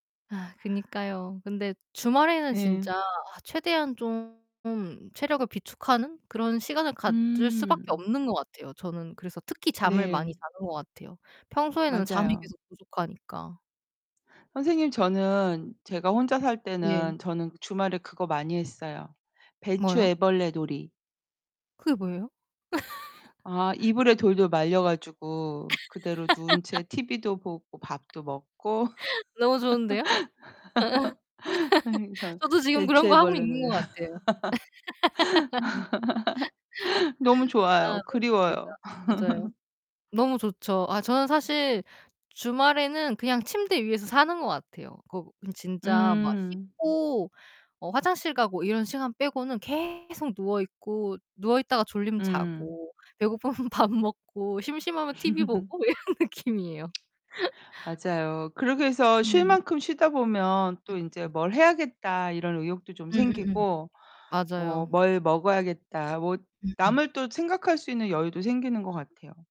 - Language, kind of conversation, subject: Korean, unstructured, 주말에는 보통 어떻게 시간을 보내세요?
- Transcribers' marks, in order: distorted speech; other background noise; laugh; laugh; laugh; laugh; laugh; laugh; laughing while speaking: "배고프면"; laugh; laughing while speaking: "이런 느낌이에요"; tsk; laugh